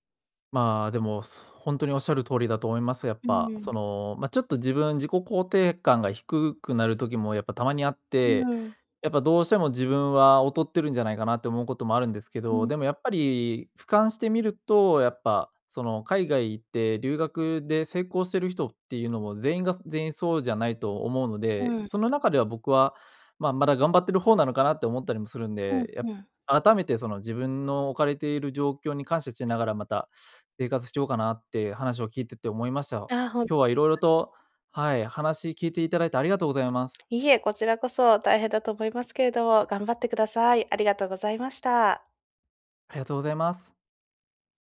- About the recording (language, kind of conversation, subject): Japanese, advice, 友人への嫉妬に悩んでいる
- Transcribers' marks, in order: none